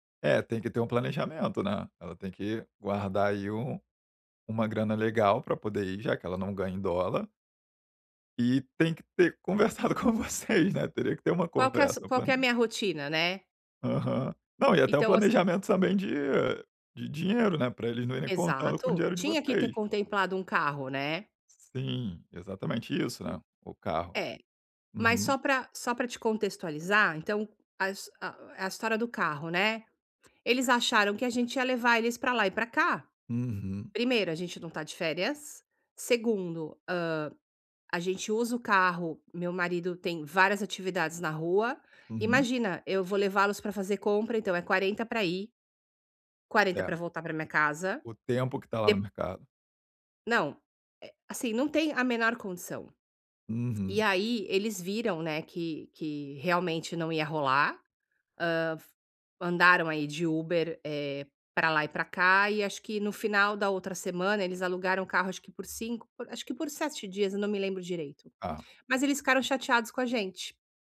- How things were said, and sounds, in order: laughing while speaking: "conversado com vocês, né"; tapping; other background noise
- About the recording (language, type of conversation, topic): Portuguese, advice, Como posso estabelecer limites com familiares próximos sem magoá-los?